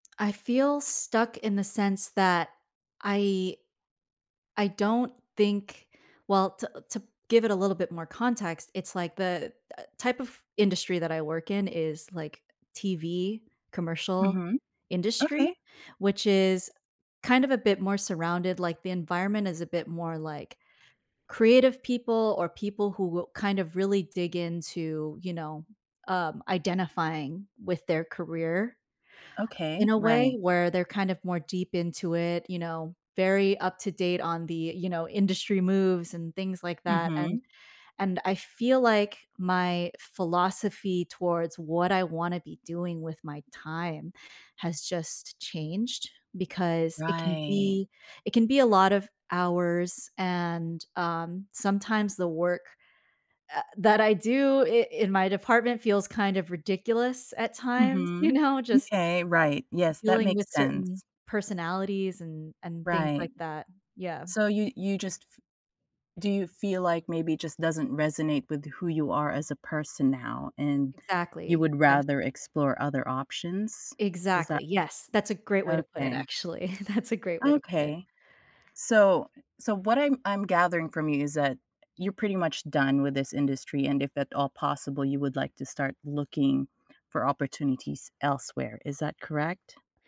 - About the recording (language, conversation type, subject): English, advice, How do I figure out the next step when I feel stuck in my career?
- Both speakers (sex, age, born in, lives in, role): female, 30-34, United States, United States, user; female, 40-44, Philippines, United States, advisor
- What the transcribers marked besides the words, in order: other background noise; laughing while speaking: "you know"; chuckle